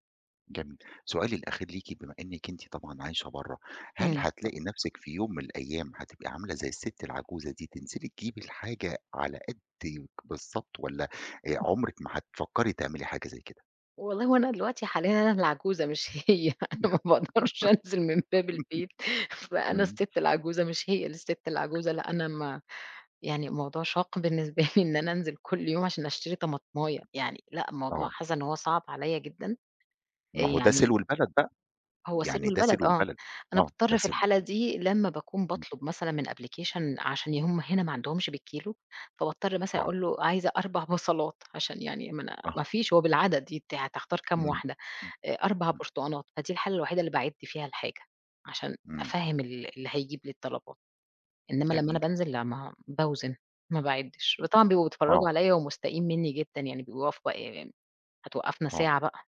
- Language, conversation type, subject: Arabic, podcast, إزاي بتجهّز لمشتريات البيت عشان ما تصرفش كتير؟
- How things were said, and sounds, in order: unintelligible speech; other background noise; giggle; laughing while speaking: "هي، أنا ما بأقدرش أنزل من باب البيت"; tapping; laughing while speaking: "بالنسبة لي"; in English: "أبلكيشن"; laughing while speaking: "بصلات"